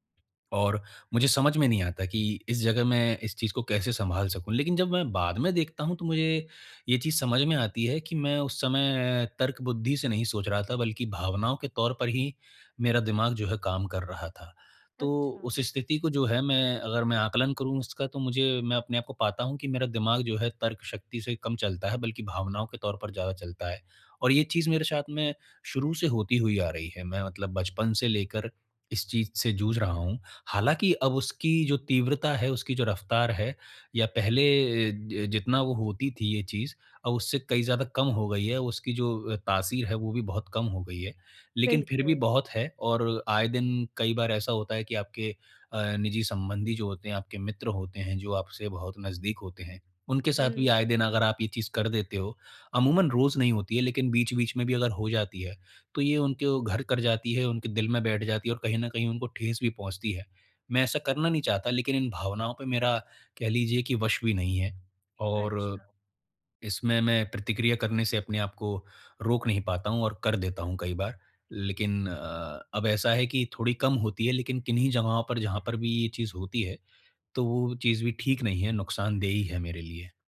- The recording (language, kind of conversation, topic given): Hindi, advice, तीव्र भावनाओं के दौरान मैं शांत रहकर सोच-समझकर कैसे प्रतिक्रिया करूँ?
- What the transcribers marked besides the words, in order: none